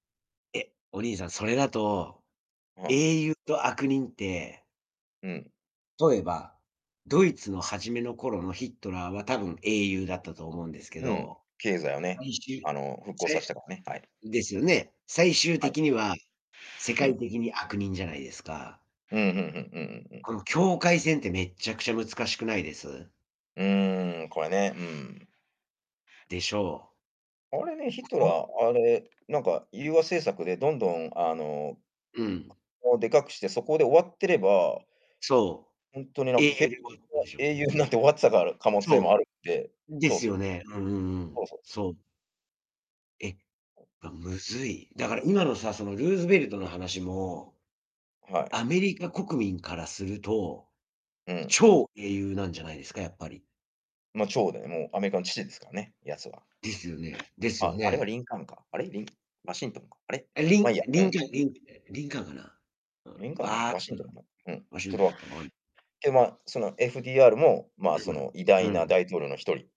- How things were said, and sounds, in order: unintelligible speech; other background noise; static; distorted speech; unintelligible speech; unintelligible speech; unintelligible speech; laughing while speaking: "なって"; unintelligible speech; unintelligible speech
- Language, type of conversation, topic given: Japanese, unstructured, 歴史上の英雄が実は悪人だったと分かったら、あなたはどう感じますか？